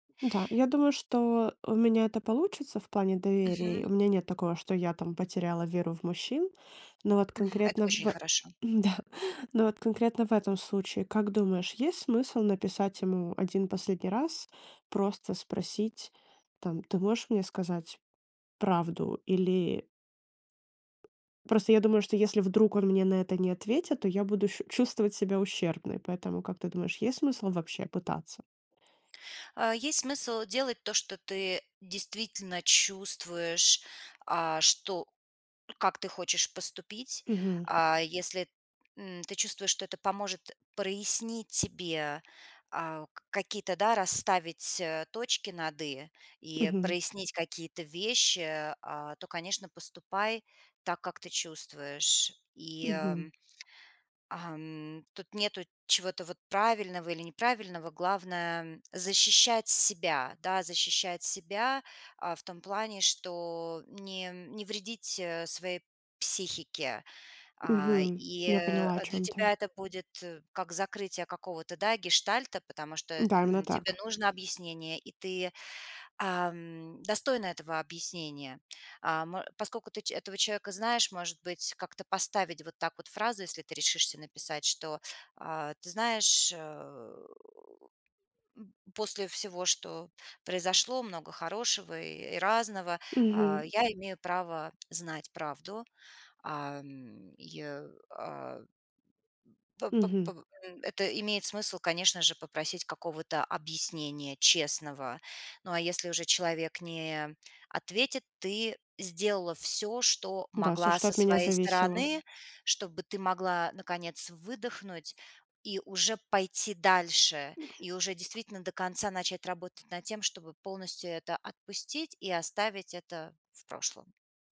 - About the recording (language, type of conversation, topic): Russian, advice, Почему мне так трудно отпустить человека после расставания?
- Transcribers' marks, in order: laughing while speaking: "да"; tapping; other background noise; other noise